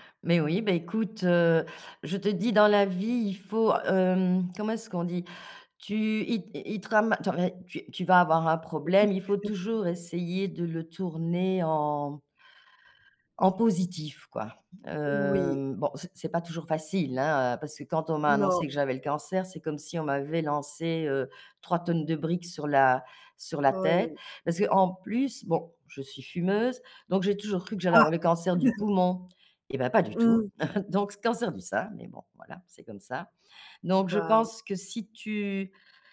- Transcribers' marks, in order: unintelligible speech; unintelligible speech; chuckle
- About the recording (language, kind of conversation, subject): French, podcast, Peux-tu raconter un moment où tu t’es vraiment senti(e) soutenu(e) ?